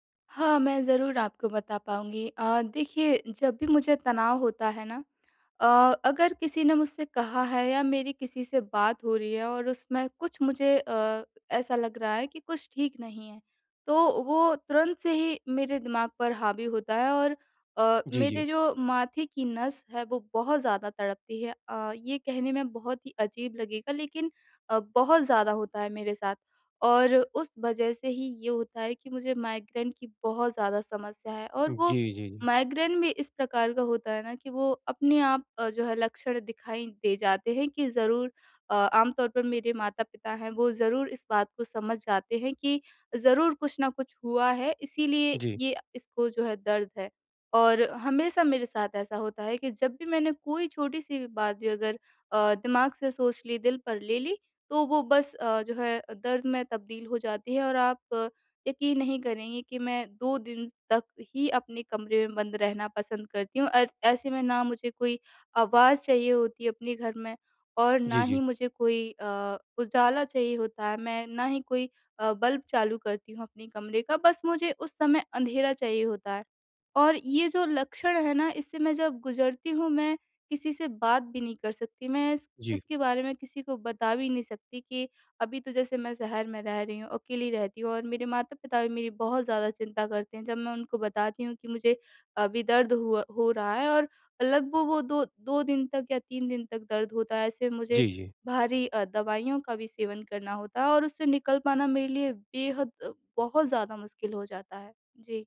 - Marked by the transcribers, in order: other background noise; tapping
- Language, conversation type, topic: Hindi, advice, मैं आज तनाव कम करने के लिए कौन-से सरल अभ्यास कर सकता/सकती हूँ?